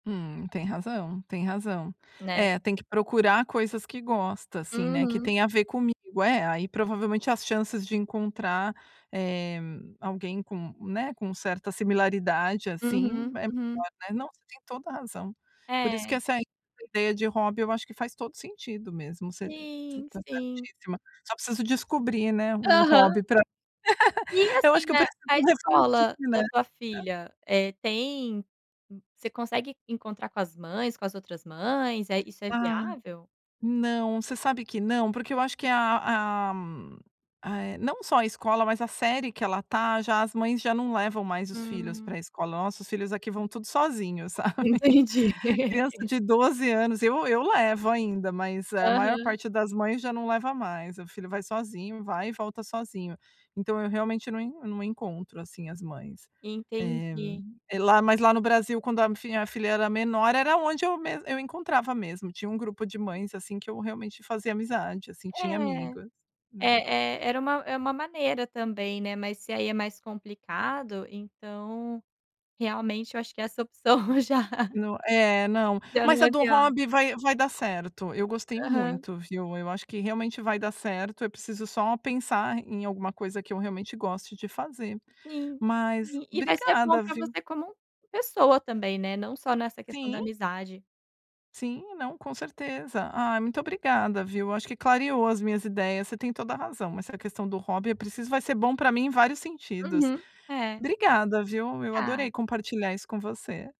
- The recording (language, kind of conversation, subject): Portuguese, advice, Como posso fazer amizades e construir uma rede social no novo lugar?
- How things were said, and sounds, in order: laugh; tapping; laughing while speaking: "sabe"; laughing while speaking: "Entendi"; laughing while speaking: "opção já"